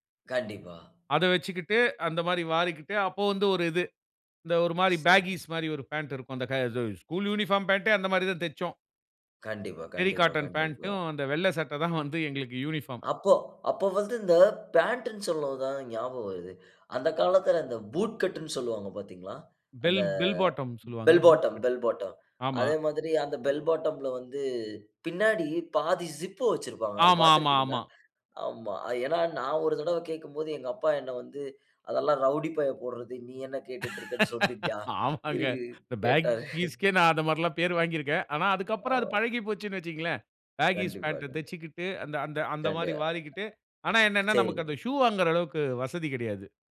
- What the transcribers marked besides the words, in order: in English: "பேகீஸ்"; other background noise; in English: "டெர்ரி காட்டன்"; laughing while speaking: "தான் வந்து"; in English: "பூட் கட்ன்னு"; in English: "பெல் பெல் பாட்டம்னு"; drawn out: "அந்த"; in English: "பெல் பாட்டம், பெல் பாட்டம்"; in English: "பூட் கட்"; in English: "பெல் பாட்டம்‌ல"; laughing while speaking: "ஆமாங்க. இந்த பேக் கீஸ்‌க்கே நான் அந்த மாரில்லாம் பேர் வாங்கிருக்கேன்"; in English: "பேக் கீஸ்‌க்கே"; "பேகீஸ்‌க்கே" said as "பேக் கீஸ்‌க்கே"; unintelligible speech; laughing while speaking: "கேட்டாரு"; in English: "பேகீஸ் பேன்ட்‌ட"; other noise
- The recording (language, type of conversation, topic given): Tamil, podcast, தனித்துவமான ஒரு அடையாள தோற்றம் உருவாக்கினாயா? அதை எப்படி உருவாக்கினாய்?